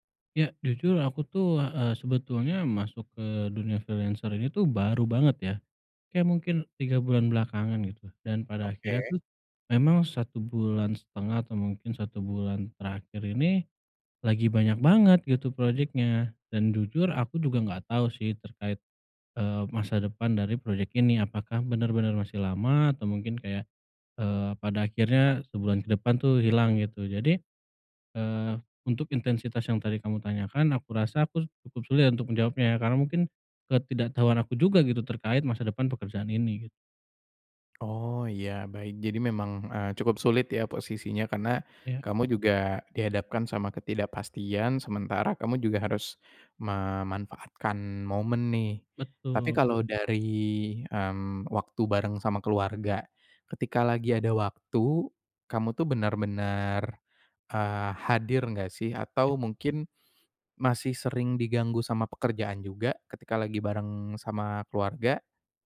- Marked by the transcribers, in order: in English: "freelancer"; tapping; other background noise
- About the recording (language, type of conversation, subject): Indonesian, advice, Bagaimana cara memprioritaskan waktu keluarga dibanding tuntutan pekerjaan?